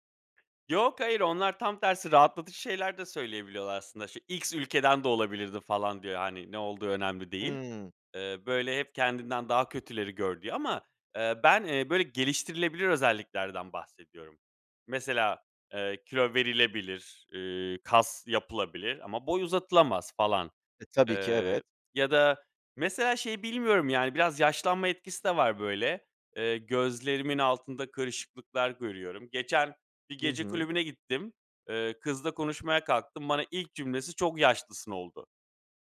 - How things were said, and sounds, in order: other background noise
- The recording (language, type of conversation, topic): Turkish, advice, Dış görünüşün ve beden imajınla ilgili hissettiğin baskı hakkında neler hissediyorsun?